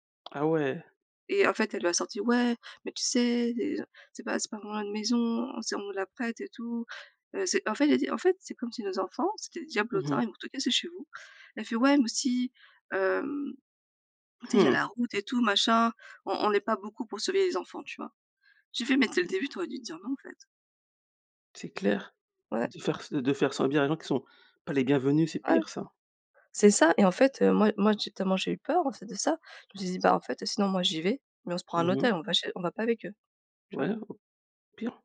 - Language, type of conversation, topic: French, unstructured, Comment décrirais-tu ta relation avec ta famille ?
- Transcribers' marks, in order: other background noise; "subir" said as "senbir"